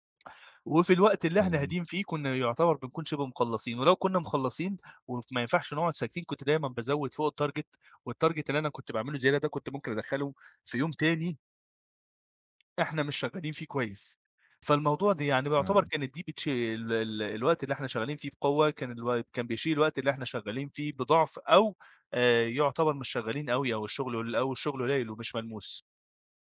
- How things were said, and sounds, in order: tapping; in English: "الtarget، والtarget"
- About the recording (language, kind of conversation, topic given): Arabic, podcast, إزاي بتقسّم المهام الكبيرة لخطوات صغيرة؟